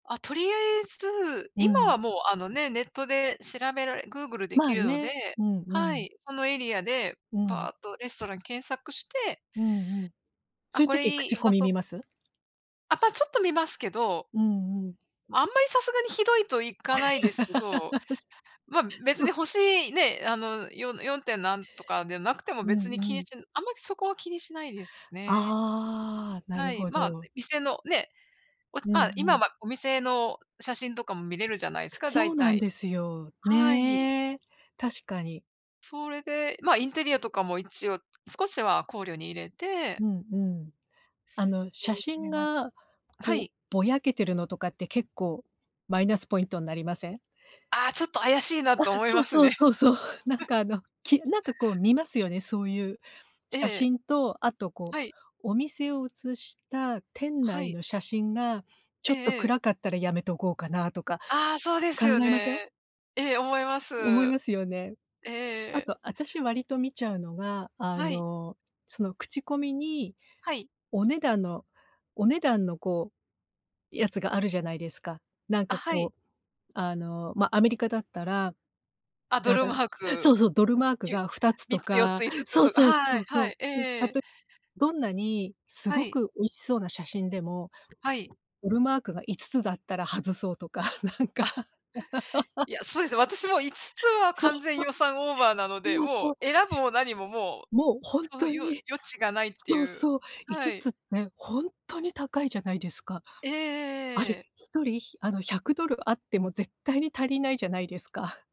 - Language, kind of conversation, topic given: Japanese, unstructured, 新しいレストランを試すとき、どんな基準で選びますか？
- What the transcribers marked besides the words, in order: laugh; laugh; chuckle; anticipating: "そう そう！"; laugh; laughing while speaking: "なんか"; laugh; chuckle